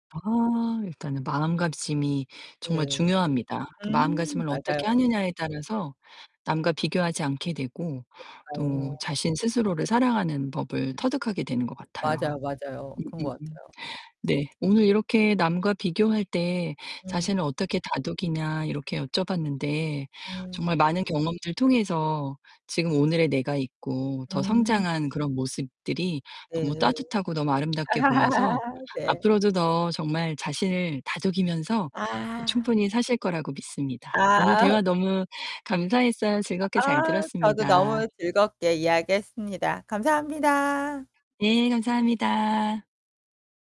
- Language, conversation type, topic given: Korean, podcast, 남과 비교할 때 스스로를 어떻게 다독이시나요?
- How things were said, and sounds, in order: distorted speech; tapping; other background noise; laugh; laughing while speaking: "아"